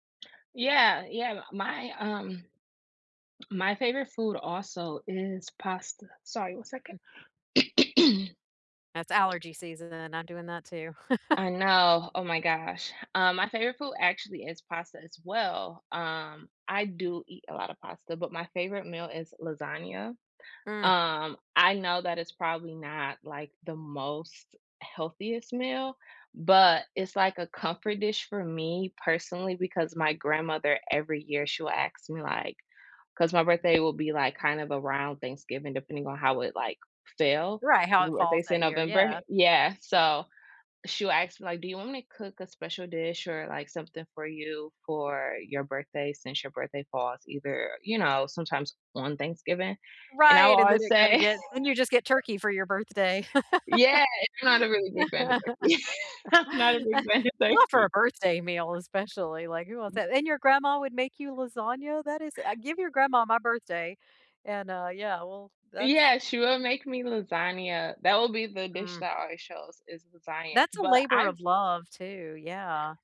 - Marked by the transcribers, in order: throat clearing; other background noise; chuckle; tapping; laughing while speaking: "say"; laugh; laughing while speaking: "turkey. I'm"; laughing while speaking: "of turkey"; chuckle
- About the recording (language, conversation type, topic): English, unstructured, What simple, feel-good meals boost your mood and energy, and what memories make them special?